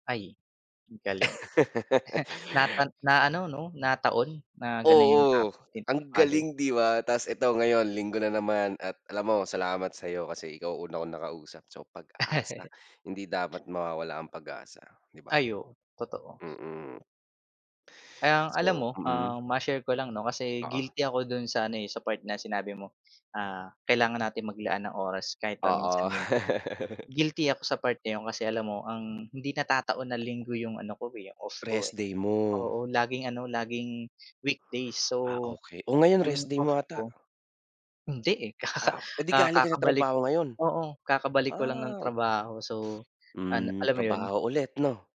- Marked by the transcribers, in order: laugh; chuckle; other background noise; laugh; chuckle; tapping
- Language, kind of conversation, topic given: Filipino, unstructured, Paano mo pinananatili ang positibong pananaw sa buhay?